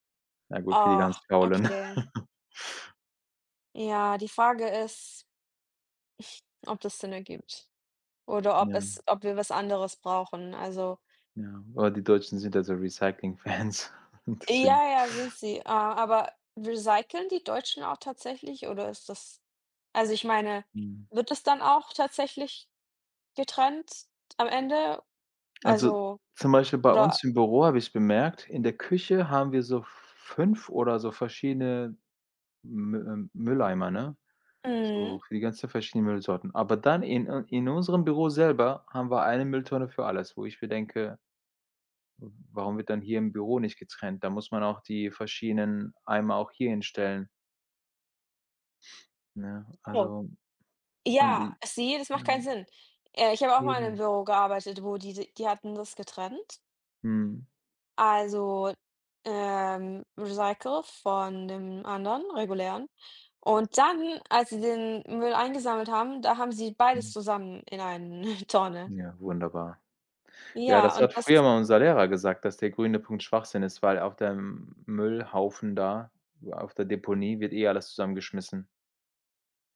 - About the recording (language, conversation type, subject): German, unstructured, Welche wissenschaftliche Entdeckung hat dich glücklich gemacht?
- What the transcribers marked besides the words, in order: laugh; sigh; laughing while speaking: "Fans"; laughing while speaking: "eine"